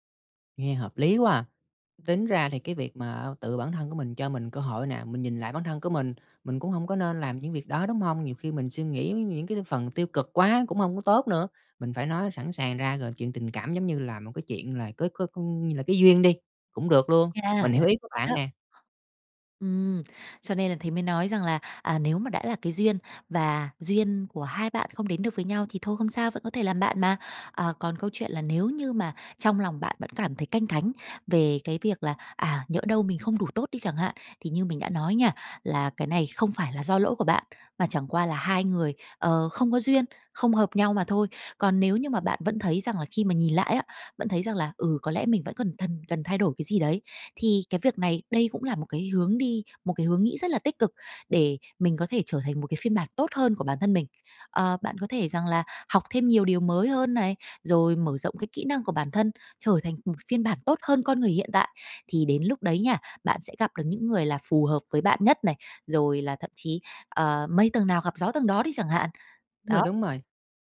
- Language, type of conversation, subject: Vietnamese, advice, Bạn làm sao để lấy lại sự tự tin sau khi bị từ chối trong tình cảm hoặc công việc?
- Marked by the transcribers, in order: tapping; unintelligible speech